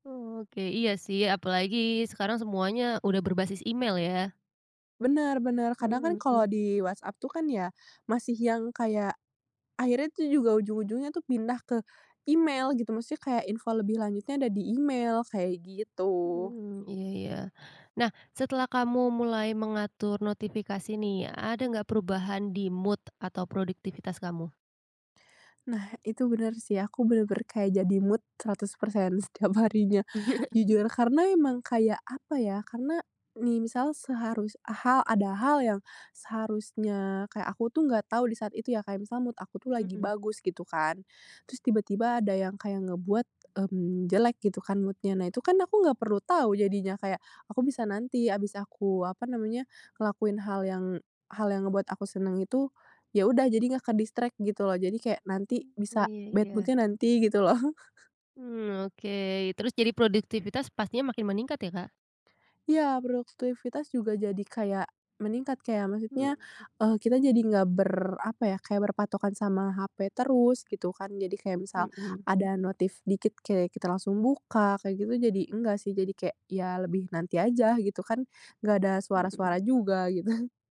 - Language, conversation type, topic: Indonesian, podcast, Bagaimana cara kamu mengatasi gangguan notifikasi di ponsel?
- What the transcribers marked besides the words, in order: other background noise; in English: "mood"; in English: "mood"; chuckle; in English: "mood"; in English: "mood-nya"; in English: "ke-distract"; in English: "bad mood-nya"; chuckle; "produktivitas" said as "proktivitas"; chuckle